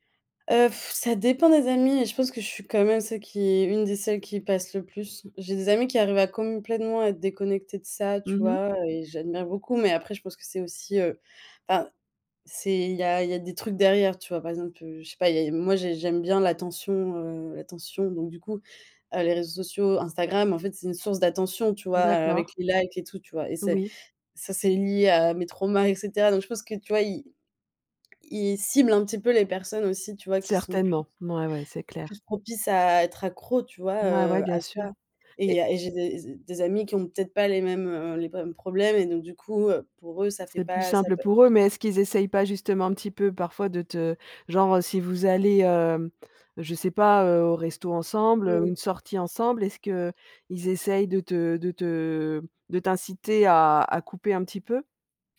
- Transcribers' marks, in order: scoff; "complétement" said as "comm pleinement"
- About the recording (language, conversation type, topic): French, podcast, Peux-tu nous raconter une détox numérique qui a vraiment fonctionné pour toi ?